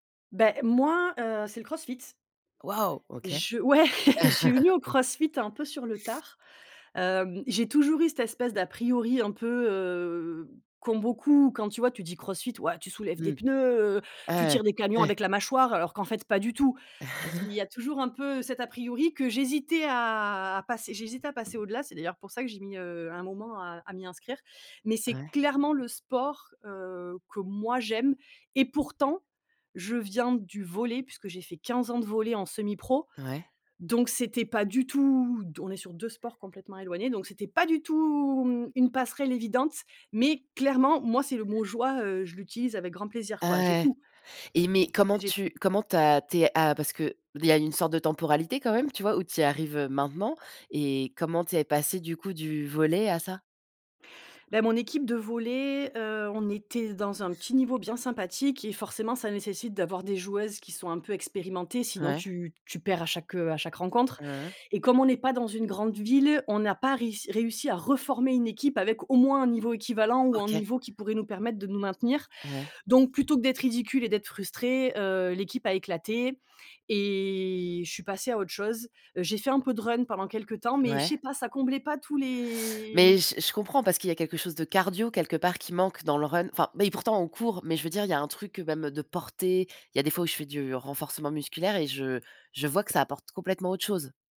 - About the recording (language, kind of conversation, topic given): French, unstructured, Quel sport te procure le plus de joie quand tu le pratiques ?
- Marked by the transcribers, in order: chuckle; laugh; put-on voice: "Ouais tu soulèves des pneus … avec la mâchoire"; chuckle; drawn out: "à"; tapping